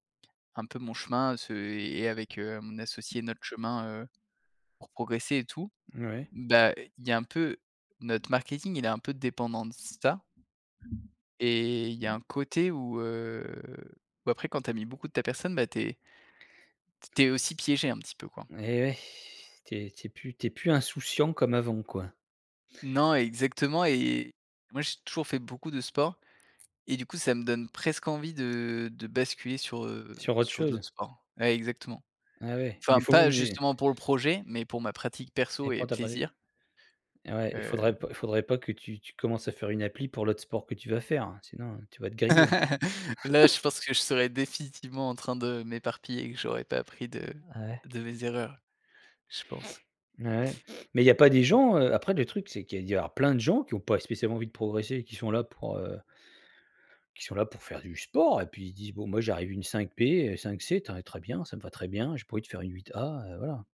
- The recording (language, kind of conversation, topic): French, podcast, Comment trouves-tu l’équilibre entre authenticité et marketing ?
- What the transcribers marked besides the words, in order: tapping; other background noise; drawn out: "heu"; other noise; laugh; chuckle; sniff